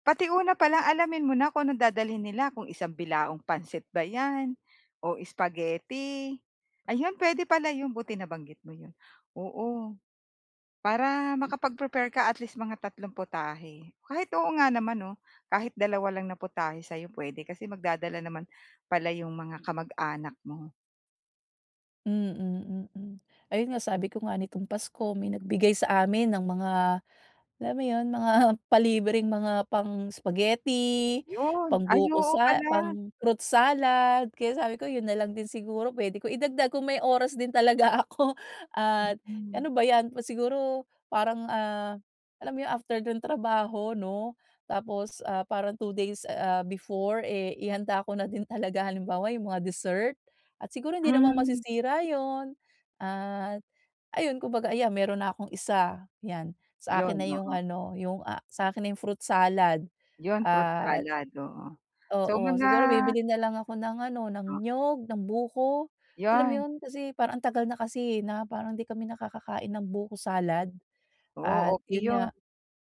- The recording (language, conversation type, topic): Filipino, advice, Paano ko mas maayos na mapamamahalaan ang oras at pera para sa selebrasyon?
- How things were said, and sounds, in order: other background noise; chuckle; laughing while speaking: "talaga ako"